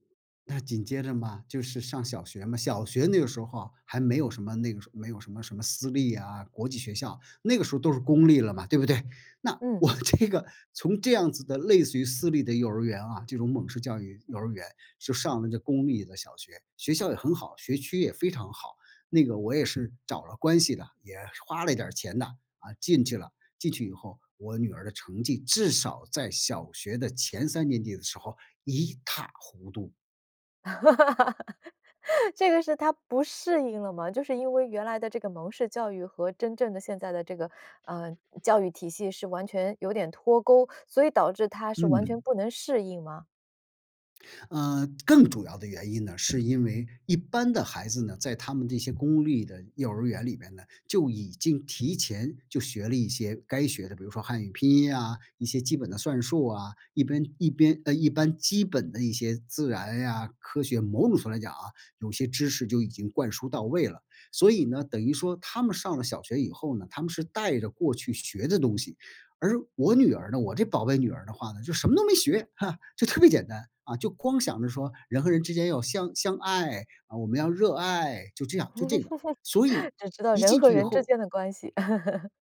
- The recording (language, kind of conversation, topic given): Chinese, podcast, 你怎么看待当前的应试教育现象？
- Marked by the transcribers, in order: "候" said as "熟"; laughing while speaking: "我 这个"; tapping; other background noise; "涂" said as "嘟"; laugh; "上" said as "日"; chuckle; laugh